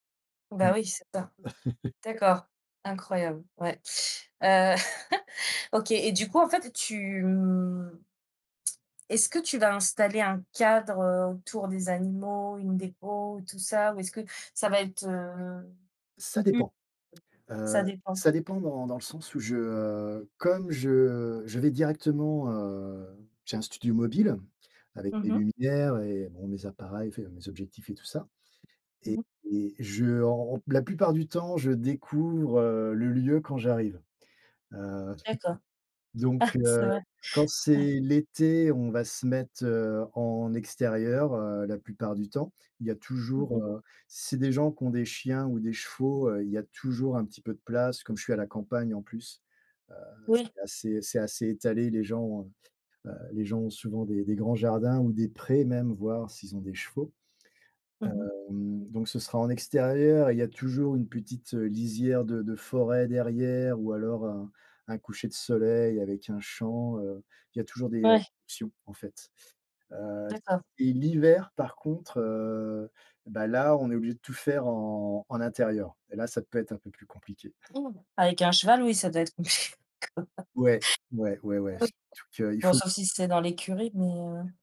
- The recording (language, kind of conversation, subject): French, unstructured, Quelle est la chose la plus surprenante dans ton travail ?
- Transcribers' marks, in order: laugh; chuckle; chuckle; chuckle; laughing while speaking: "compliqué"; chuckle